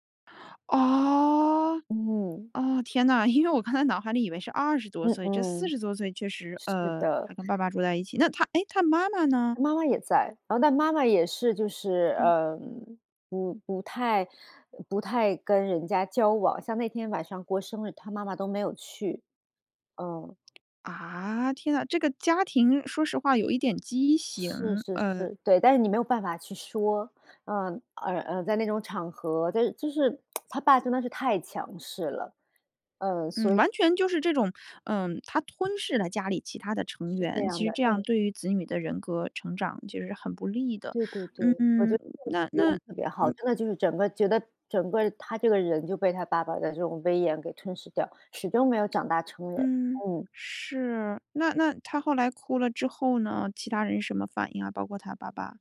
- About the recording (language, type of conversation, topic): Chinese, podcast, 当说真话可能会伤到人时，你该怎么把握分寸？
- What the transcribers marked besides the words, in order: surprised: "哦"; laughing while speaking: "因为"; lip smack; other background noise